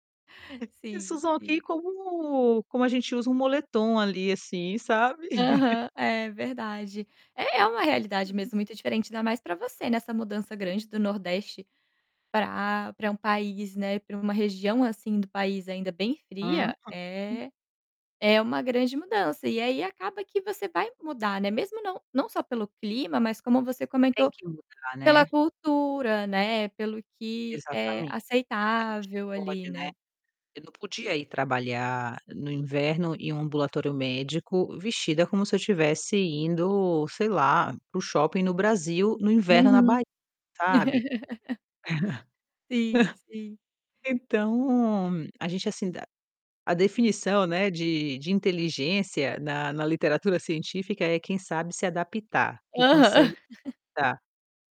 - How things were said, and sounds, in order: laugh; other background noise; static; distorted speech; laugh; laugh; laughing while speaking: "Aham"
- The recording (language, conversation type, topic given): Portuguese, podcast, O que inspira você na hora de escolher um look?